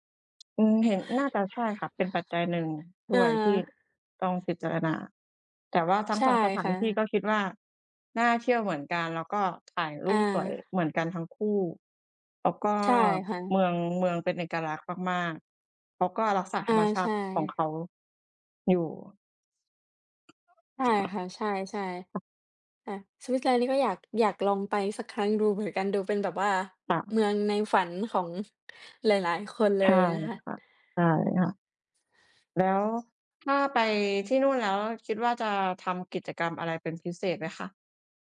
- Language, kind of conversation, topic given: Thai, unstructured, คุณเคยมีประสบการณ์สนุกๆ กับครอบครัวไหม?
- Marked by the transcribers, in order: tapping; other background noise